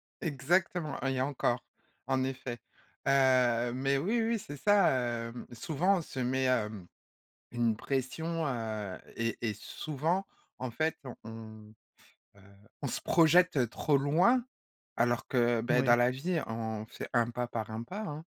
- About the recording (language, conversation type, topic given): French, podcast, Qu’est-ce qui te pousse à partager tes créations ?
- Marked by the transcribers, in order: none